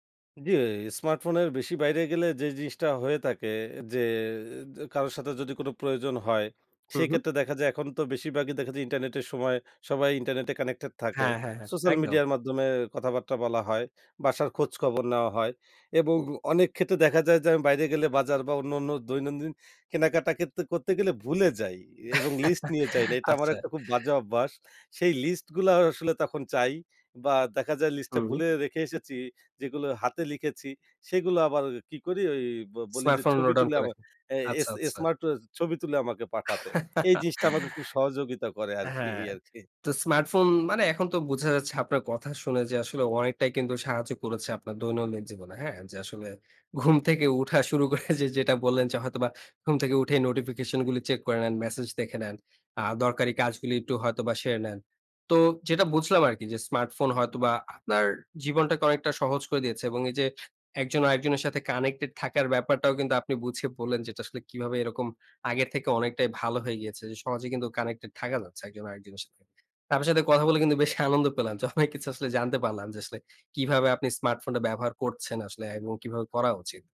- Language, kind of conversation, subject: Bengali, podcast, স্মার্টফোন আপনার দৈনন্দিন জীবন কীভাবে বদলে দিয়েছে?
- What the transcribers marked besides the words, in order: other background noise; "ভাগই" said as "বাগই"; laugh; laugh; laughing while speaking: "করে যে যেটা বললেন"